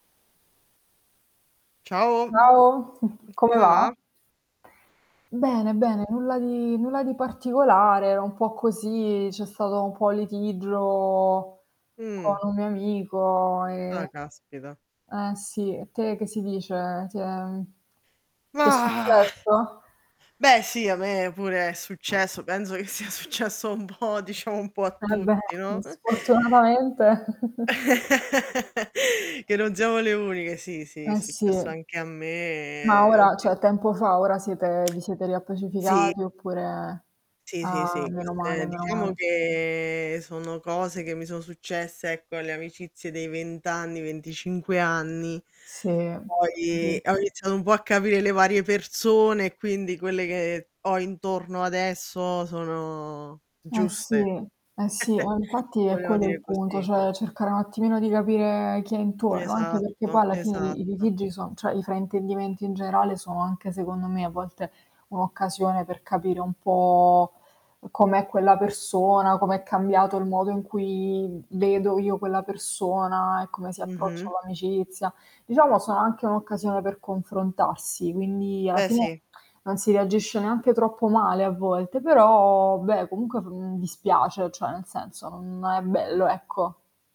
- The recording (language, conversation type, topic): Italian, unstructured, Come reagisci quando un amico tradisce la tua fiducia?
- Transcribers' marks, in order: distorted speech; chuckle; other background noise; drawn out: "di"; drawn out: "litigio"; drawn out: "amico e"; drawn out: "Mah!"; "penso" said as "penzo"; laughing while speaking: "che sia successo un po', diciamo, un po' a tutti, no"; tapping; chuckle; drawn out: "me"; unintelligible speech; laugh; chuckle; drawn out: "me"; background speech; drawn out: "che"; drawn out: "sono"; laugh; other animal sound; drawn out: "po'"; drawn out: "cui"; tongue click; drawn out: "però"